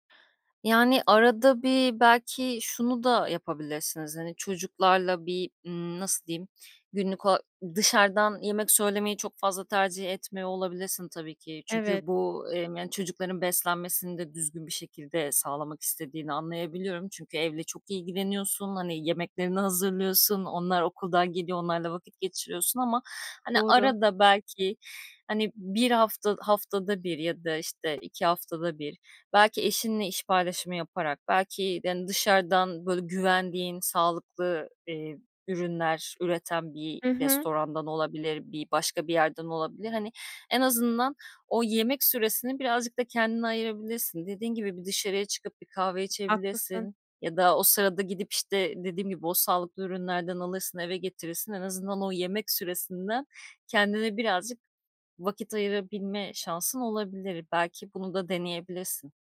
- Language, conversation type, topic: Turkish, advice, Gün içinde dinlenmeye zaman bulamıyor ve sürekli yorgun mu hissediyorsun?
- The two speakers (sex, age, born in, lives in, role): female, 30-34, Turkey, Germany, user; female, 35-39, Turkey, Greece, advisor
- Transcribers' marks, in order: other background noise; tapping